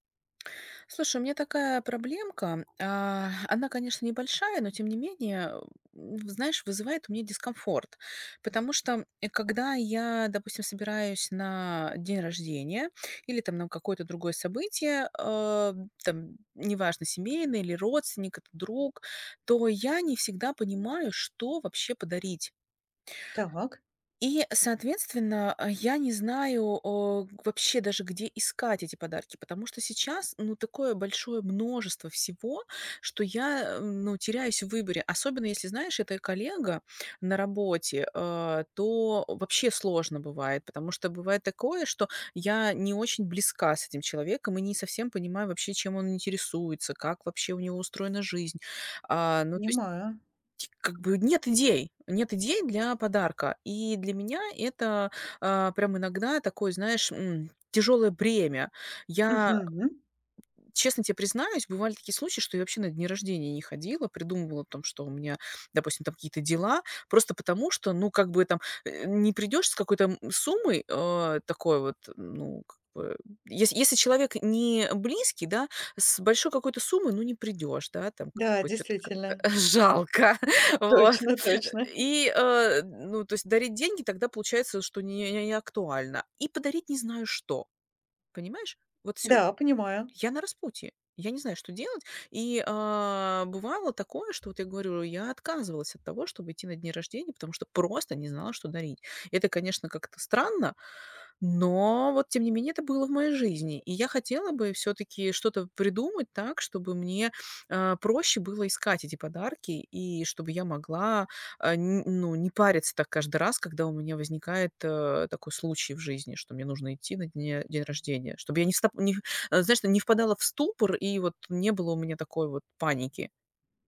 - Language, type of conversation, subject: Russian, advice, Где искать идеи для оригинального подарка другу и на что ориентироваться при выборе?
- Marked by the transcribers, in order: tapping; other background noise; laughing while speaking: "чё-то как-то жалко"; chuckle